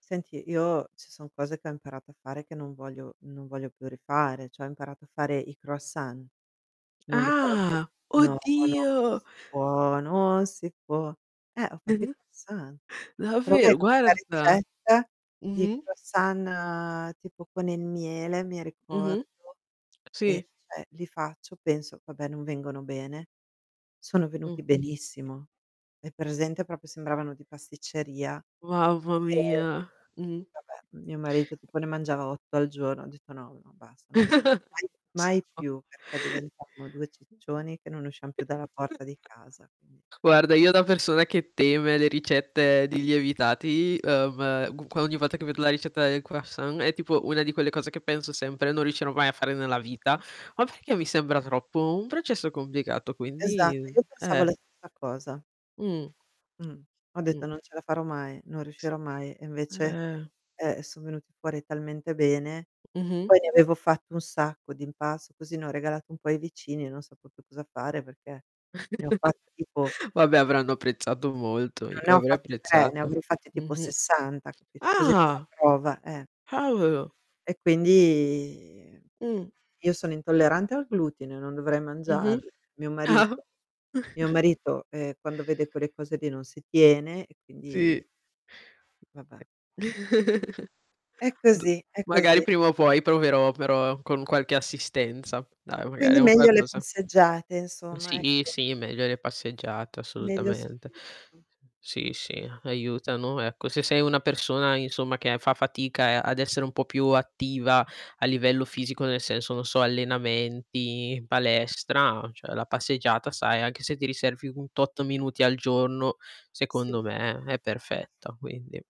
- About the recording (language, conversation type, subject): Italian, unstructured, In che modo le passeggiate all’aria aperta possono migliorare la nostra salute mentale?
- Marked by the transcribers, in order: other noise; tapping; distorted speech; singing: "non si può"; giggle; "proprio" said as "propo"; other background noise; chuckle; unintelligible speech; unintelligible speech; static; chuckle; unintelligible speech; unintelligible speech; unintelligible speech; drawn out: "quindi"; laughing while speaking: "Ah"; chuckle; chuckle